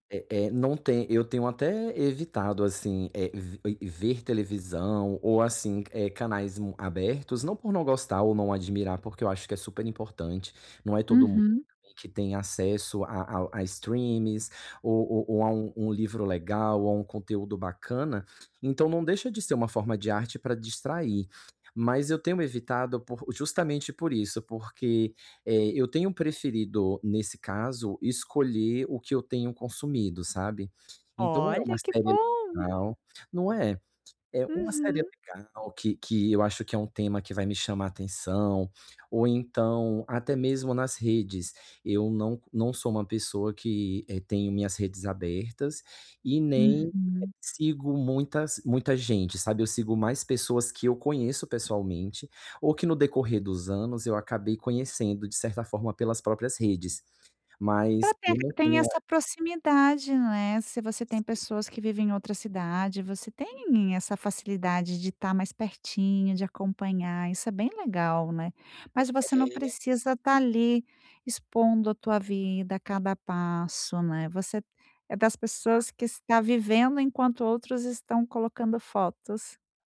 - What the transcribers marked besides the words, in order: other noise
- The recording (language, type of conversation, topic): Portuguese, advice, Como posso lidar com a pressão social ao tentar impor meus limites pessoais?